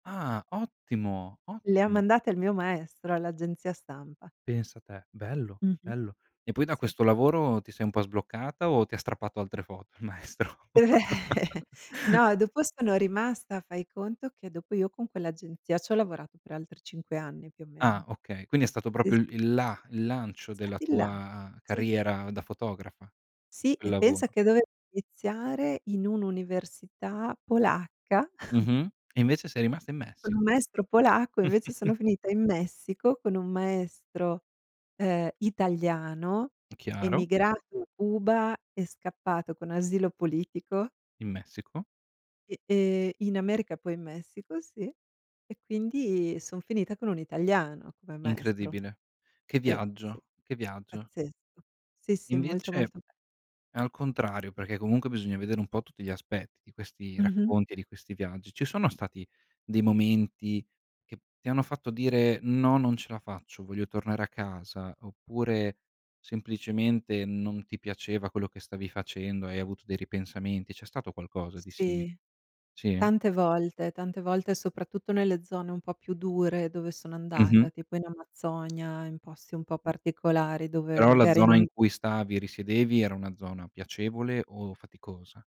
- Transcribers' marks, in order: tapping; chuckle; laughing while speaking: "il maestro?"; chuckle; chuckle; chuckle; other background noise
- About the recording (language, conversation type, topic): Italian, podcast, Hai mai viaggiato da solo e com'è andata?